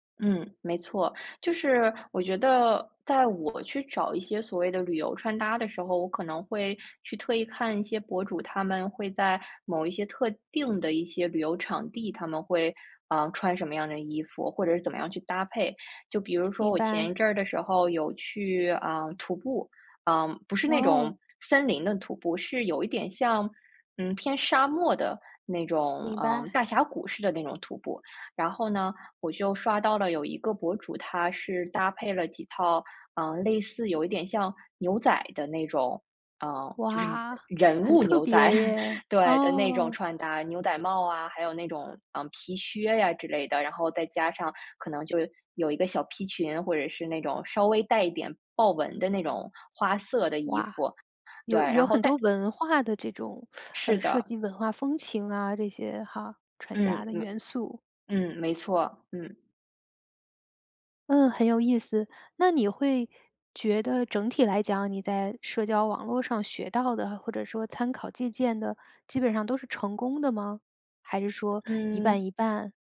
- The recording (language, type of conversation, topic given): Chinese, podcast, 社交媒体改变了你管理个人形象的方式吗？
- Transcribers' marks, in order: other background noise; chuckle; teeth sucking